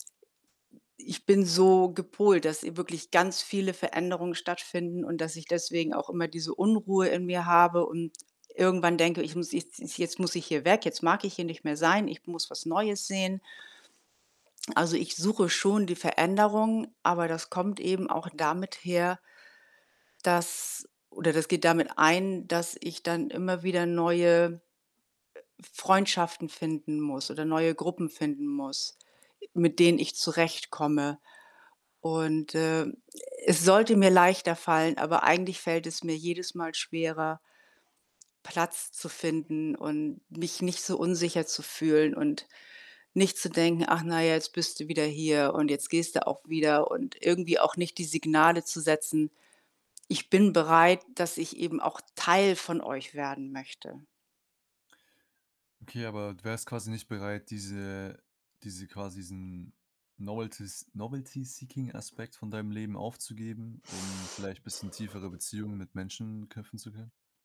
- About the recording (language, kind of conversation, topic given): German, advice, Wie erlebst du soziale Angst bei Treffen, und was macht es dir schwer, Kontakte zu knüpfen?
- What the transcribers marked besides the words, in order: other background noise; tapping; stressed: "Teil"; static; in English: "novelties novelty seeking"